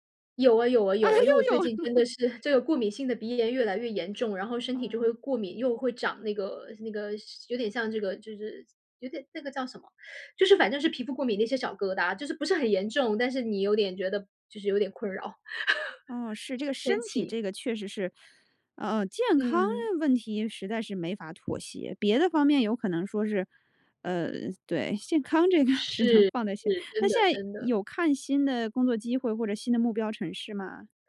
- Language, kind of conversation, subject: Chinese, podcast, 你是如何决定要不要换个城市生活的？
- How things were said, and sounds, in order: laughing while speaking: "啊，又有了"; laugh; other background noise; laugh; laughing while speaking: "这个"